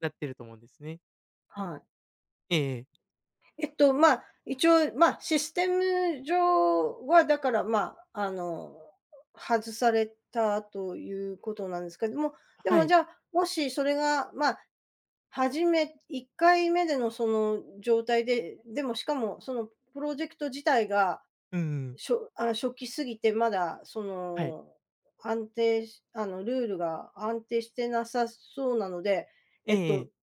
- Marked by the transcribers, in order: tapping
- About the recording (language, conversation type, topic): Japanese, advice, 小さな失敗でモチベーションが下がるのはなぜですか？